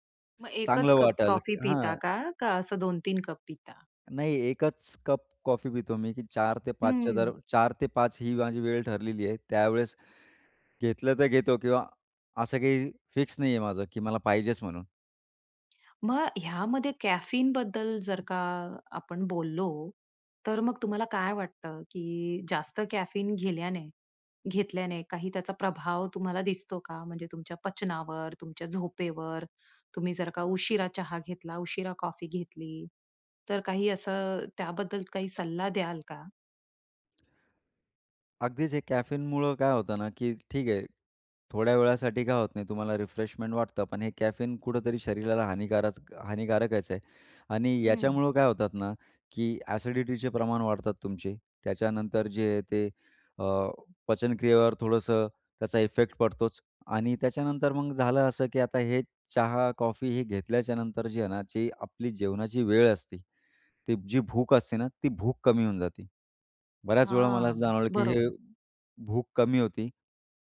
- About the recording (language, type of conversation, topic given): Marathi, podcast, सकाळी तुम्ही चहा घ्यायला पसंत करता की कॉफी, आणि का?
- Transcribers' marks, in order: in English: "फिक्स"; in English: "कॅफीनबद्दल"; in English: "कॅफीन"; other background noise; in English: "कॅफीनमुळं"; in English: "रिफ्रेशमेंट"; in English: "कॅफीन"; in English: "एसिडिटीचे"; in English: "इफेक्ट"